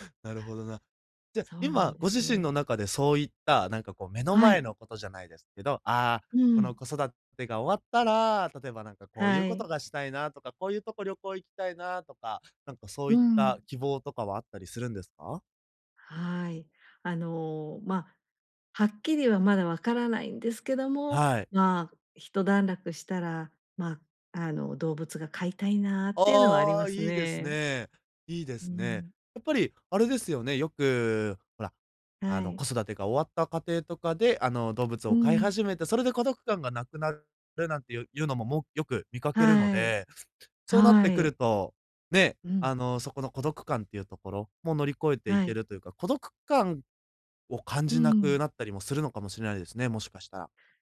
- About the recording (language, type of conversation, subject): Japanese, advice, 別れた後の孤独感をどうやって乗り越えればいいですか？
- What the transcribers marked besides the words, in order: other noise